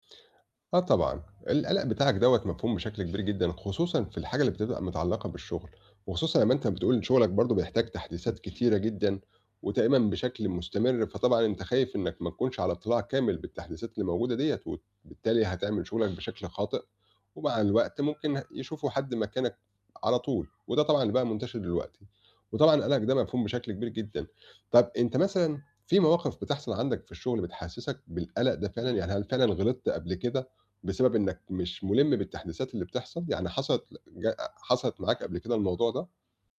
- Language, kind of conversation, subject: Arabic, advice, إزاي أتعلم أتعايش مع مخاوفي اليومية وأقبل إن القلق رد فعل طبيعي؟
- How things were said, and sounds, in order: mechanical hum; other background noise; other noise